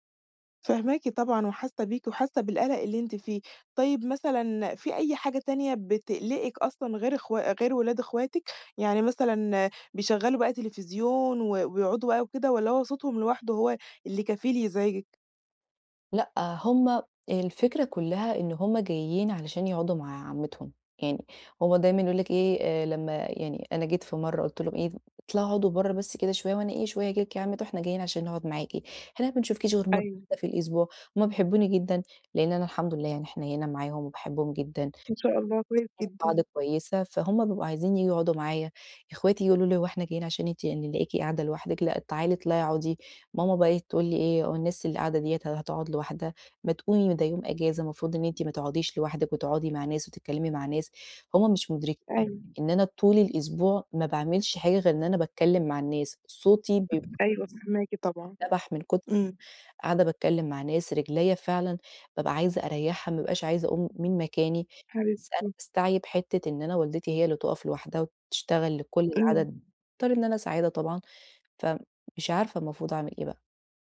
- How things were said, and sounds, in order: tapping; other background noise; unintelligible speech
- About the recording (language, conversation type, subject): Arabic, advice, ليه مش بعرف أسترخي وأستمتع بالمزيكا والكتب في البيت، وإزاي أبدأ؟